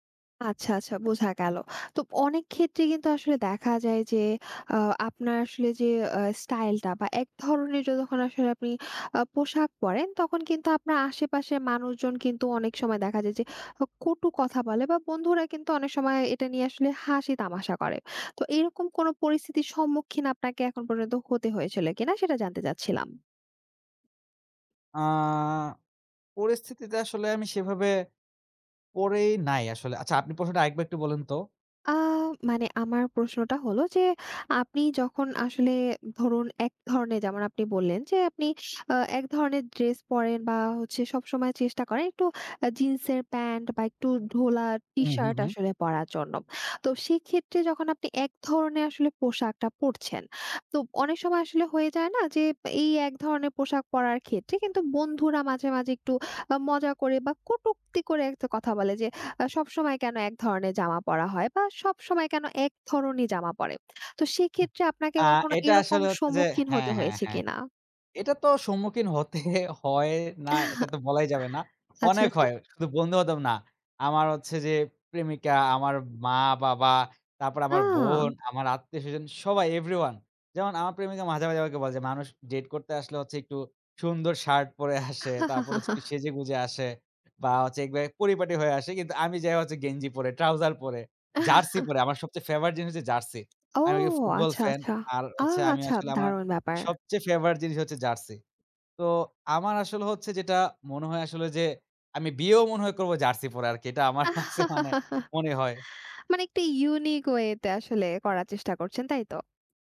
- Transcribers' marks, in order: tapping; "একটা" said as "একতা"; laughing while speaking: "হতে"; chuckle; laughing while speaking: "আসে"; chuckle; chuckle; chuckle; laughing while speaking: "আমার কাছে"
- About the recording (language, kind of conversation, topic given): Bengali, podcast, স্টাইল বদলানোর ভয় কীভাবে কাটিয়ে উঠবেন?